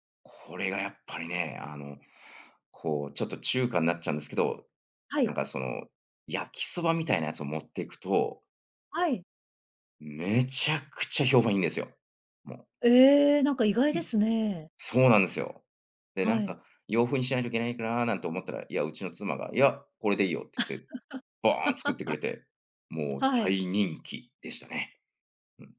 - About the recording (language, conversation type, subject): Japanese, podcast, 食文化に関して、特に印象に残っている体験は何ですか?
- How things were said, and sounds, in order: stressed: "めちゃくちゃ"; laugh